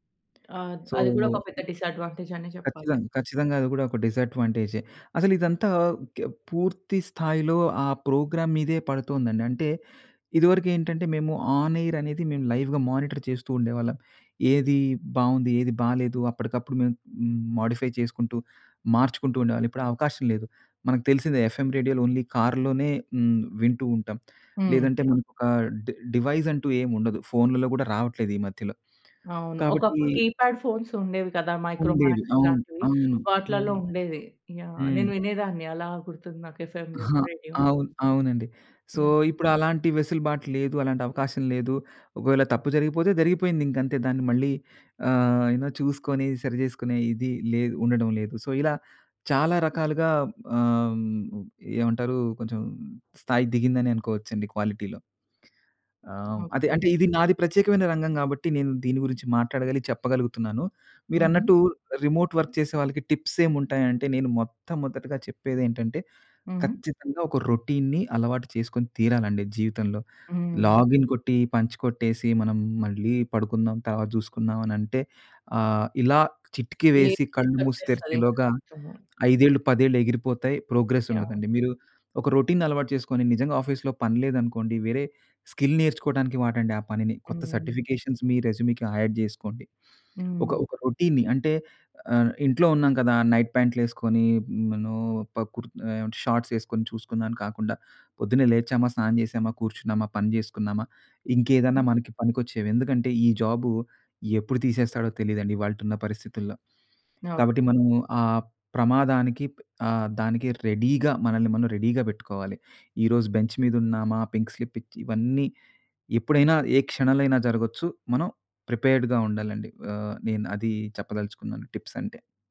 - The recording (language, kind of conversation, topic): Telugu, podcast, రిమోట్ వర్క్‌కు మీరు ఎలా అలవాటుపడ్డారు, దానికి మీ సూచనలు ఏమిటి?
- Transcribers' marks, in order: in English: "సో"; in English: "డిసాడ్వాంటేజ్"; in English: "ప్రోగ్రామ్"; in English: "ఆన్ ఎయిర్"; in English: "లైవ్‌గా మానిటర్"; in English: "మోడిఫై"; in English: "ఎఫ్ ఎం"; in English: "ఓన్లీ కార్‌లోనే"; in English: "డివైజ్"; in English: "కీప్యాడ్"; in English: "ఎఫ్ ఎం రేడియో"; in English: "సో"; in English: "సో"; in English: "క్వాలిటీ‌లో"; tapping; in English: "రిమోట్ వర్క్"; in English: "టిప్స్"; in English: "రొటీన్‌ని"; stressed: "తీరాలండి"; in English: "లాగిన్"; in English: "పంచ్"; in English: "ప్రోగ్రెస్"; in English: "రొటీన్‌ని"; in English: "ఆఫీస్‌లో"; in English: "స్కిల్"; in English: "సర్టిఫికేషన్స్"; in English: "రెజ్యూ‌మ్‌కి యాడ్"; in English: "రొటీన్‌ని"; in English: "నైట్"; in English: "షార్ట్స్"; in English: "రెడీ‌గా"; in English: "రెడీ‌గా"; in English: "బెంచ్"; in English: "పింక్ స్లిప్"; in English: "ప్రిపేర్డ్‌గా"; in English: "టిప్స్"